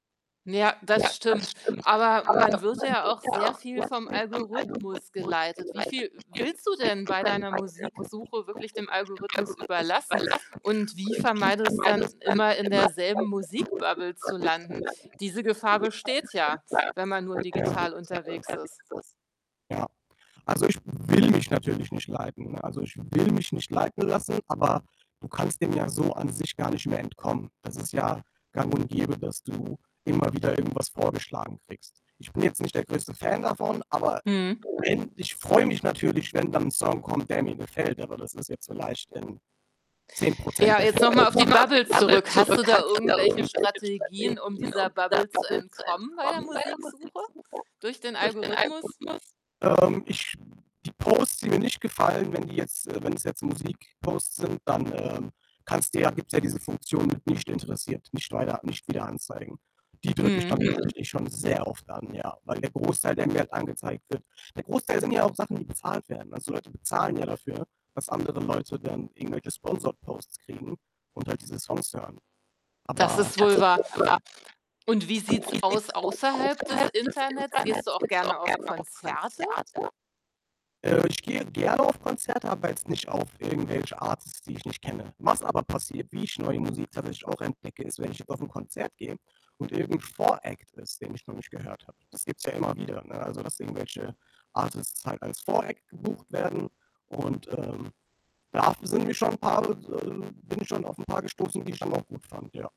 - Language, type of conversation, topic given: German, podcast, Wie entdeckst du derzeit am liebsten neue Musik?
- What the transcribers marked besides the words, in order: background speech; distorted speech; static; in English: "Musik-Bubble"; unintelligible speech; in English: "Bubble"; in English: "Bubble"; in English: "sponsored Posts"; in English: "Artists"; other background noise; in English: "Artists"